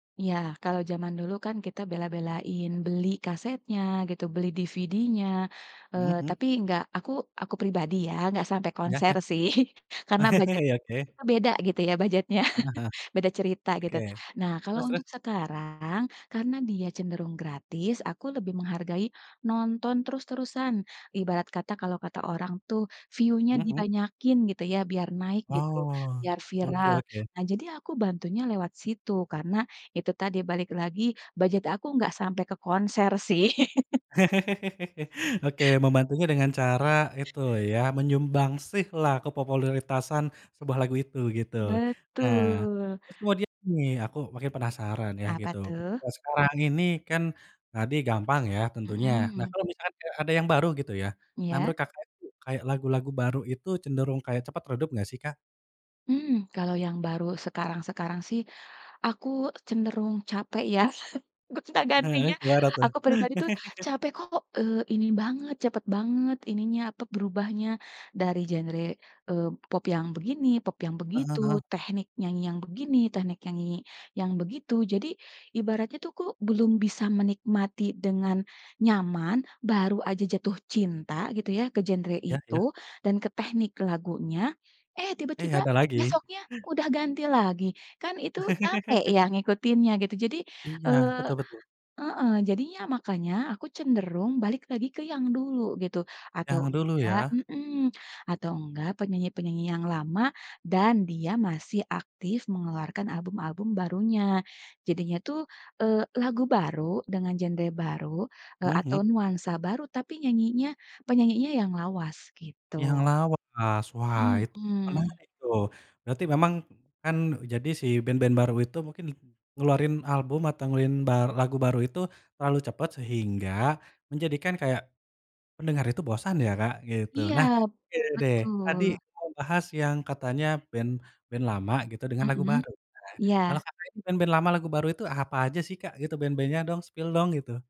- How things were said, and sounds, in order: laughing while speaking: "sih"; other background noise; chuckle; chuckle; in English: "view-nya"; laugh; chuckle; chuckle; laugh; in English: "spill"
- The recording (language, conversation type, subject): Indonesian, podcast, Bagaimana layanan streaming memengaruhi cara kamu menemukan musik baru?